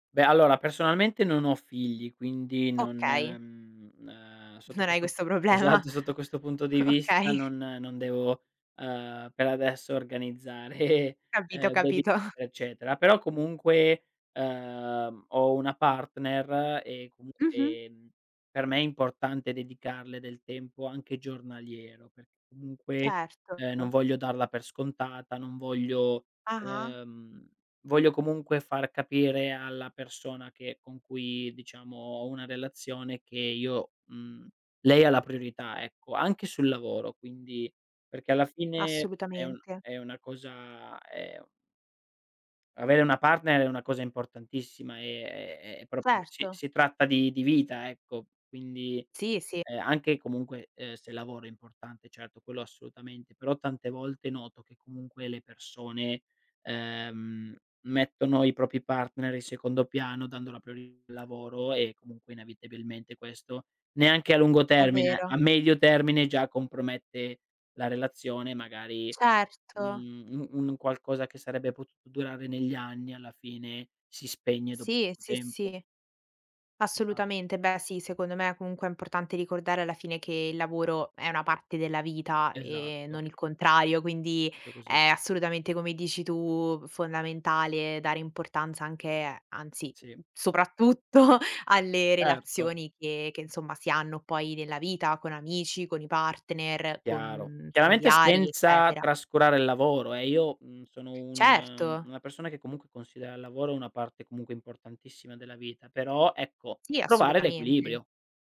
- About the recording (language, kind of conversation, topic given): Italian, podcast, Come riesci a bilanciare lavoro, famiglia e tempo per te?
- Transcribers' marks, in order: laughing while speaking: "problema"; laughing while speaking: "organizzare"; chuckle; in English: "baby"; drawn out: "e"; "proprio" said as "propio"; drawn out: "ehm"; "inevitabilmente" said as "inavitabilmente"; "Proprio" said as "propio"; laughing while speaking: "soprattutto"; other background noise